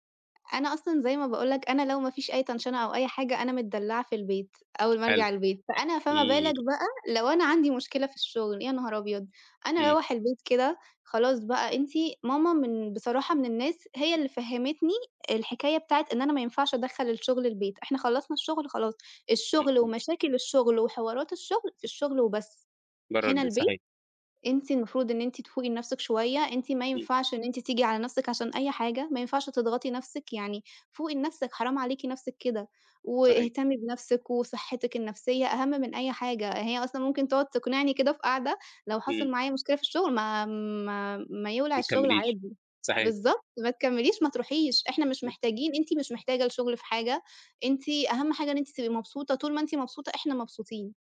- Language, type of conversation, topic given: Arabic, podcast, إزاي بتوازن بين الشغل وحياتك الشخصية؟
- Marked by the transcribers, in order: tapping; in English: "تنشنة"; other background noise